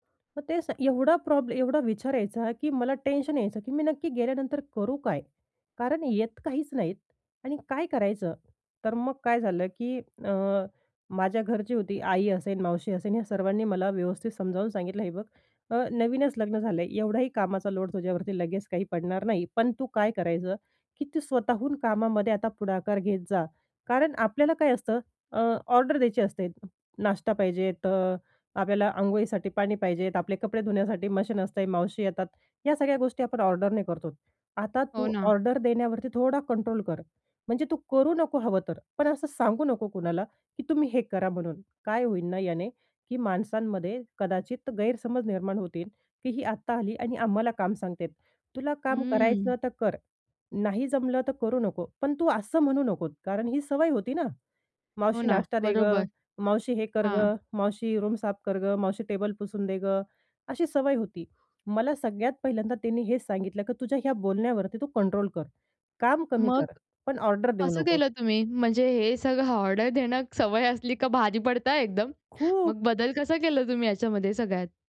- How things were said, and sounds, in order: other background noise; drawn out: "हं"; in English: "रूम"; tapping; chuckle
- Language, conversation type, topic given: Marathi, podcast, कधी एखाद्या छोट्या मदतीमुळे पुढे मोठा फरक पडला आहे का?